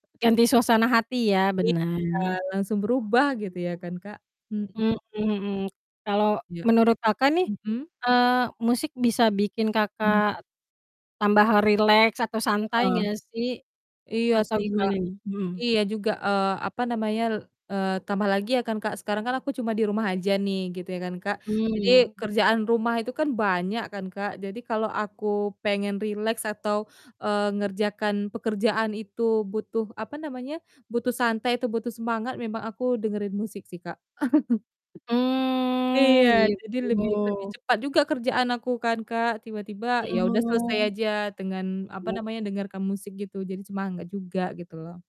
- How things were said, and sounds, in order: distorted speech; static; chuckle; drawn out: "Mmm"; other background noise; tapping
- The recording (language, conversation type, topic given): Indonesian, unstructured, Bagaimana musik bisa membuat harimu menjadi lebih baik?